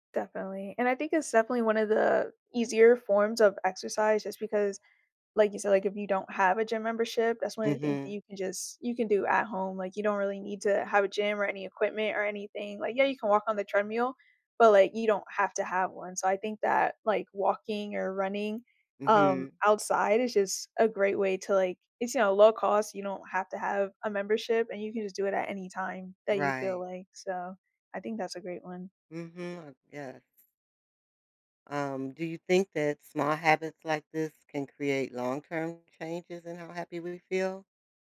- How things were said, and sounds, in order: "treadmill" said as "treadmeal"
- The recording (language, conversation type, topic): English, unstructured, What small habit makes you happier each day?
- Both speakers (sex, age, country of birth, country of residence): female, 20-24, United States, United States; female, 60-64, United States, United States